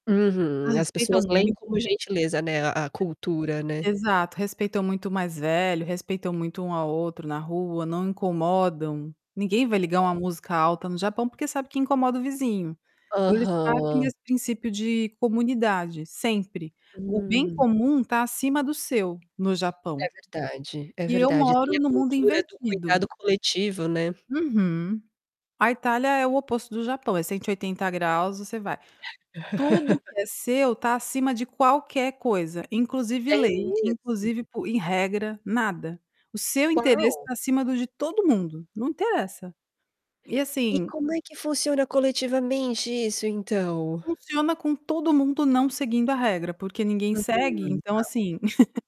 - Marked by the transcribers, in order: distorted speech; static; chuckle; laugh
- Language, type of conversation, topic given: Portuguese, podcast, Que pequenas gentilezas fazem uma grande diferença na comunidade?